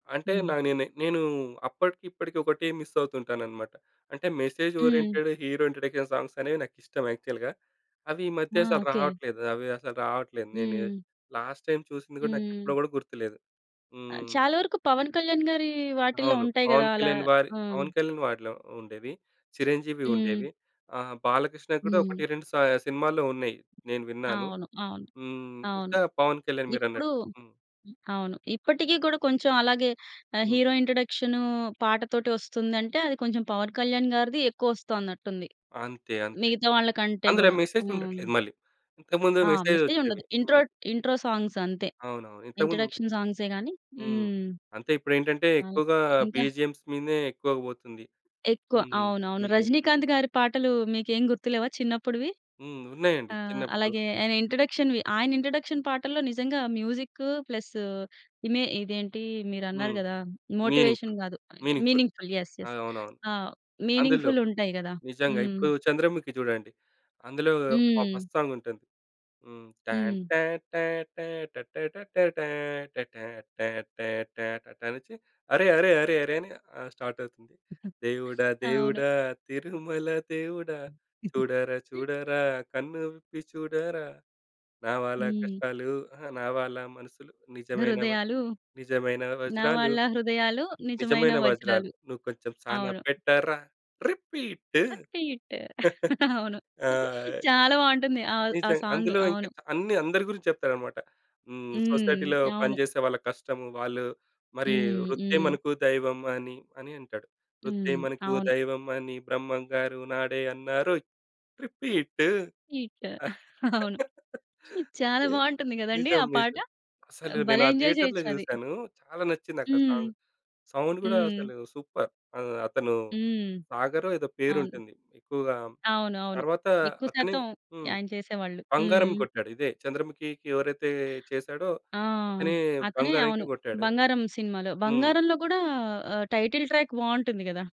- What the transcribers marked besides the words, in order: in English: "మిస్"; in English: "మెసేజ్ ఓరియెంటెడ్ హీరో ఇంట్రోడక్షన్ సాంగ్స్"; in English: "యాక్చువల్‌గా"; in English: "లాస్ట్ టైమ్"; tapping; in English: "హీరో"; in English: "మెసేజ్"; in English: "మెసేజ్"; in English: "మెసేజ్"; in English: "ఇంట్రో, ఇంట్రో సాంగ్స్"; in English: "ఇంట్రొడక్షన్ సాంగ్సే"; in English: "బిజీఎంస్"; in English: "బిజె"; in English: "ఇంట్రోడక్షన్"; in English: "ప్లస్"; in English: "మోటివేషన్"; in English: "మీనింగ్ ఫుల్, మీనింగ్ ఫుల్"; in English: "మీనింగ్‌ఫుల్. యెస్ యెస్"; in English: "మీనింగ్‌ఫుల్"; in English: "ఫస్ట్ సాంగ్"; humming a tune; chuckle; other background noise; chuckle; singing: "దేవుడా దేవుడా తిరుమల దేవుడా చూడారా … సానా పెట్టరా రిపీటు"; laughing while speaking: "అవును"; chuckle; in English: "సాంగ్"; in English: "సొసైటీలో"; singing: "వృత్తే మనకు దైవం అని బ్రహ్మం గారు నాడే అన్నారోయ్ రిపీటు"; laughing while speaking: "అవును"; gasp; laugh; in English: "ఎంజాయ్"; in English: "థియేటర్‌లో"; in English: "సాంగ్. సౌండ్"; in English: "సూపర్!"; in English: "టైటిల్ ట్రాక్"
- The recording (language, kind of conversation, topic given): Telugu, podcast, చిన్నప్పటి నుంచి మీకు గుర్తుండిపోయిన పాట ఏది?